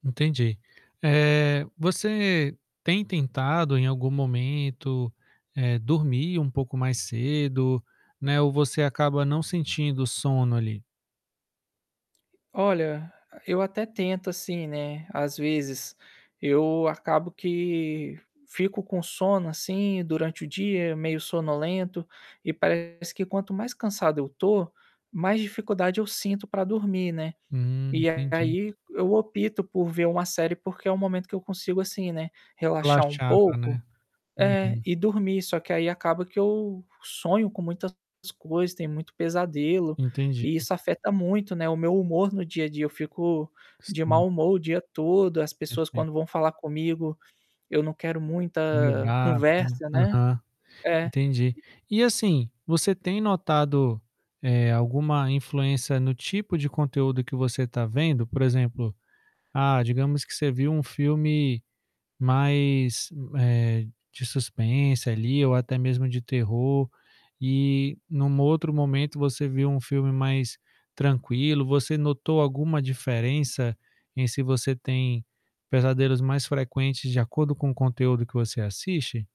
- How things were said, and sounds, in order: tapping; distorted speech
- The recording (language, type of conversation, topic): Portuguese, advice, Como os seus pesadelos frequentes afetam o seu humor e a sua recuperação durante o dia?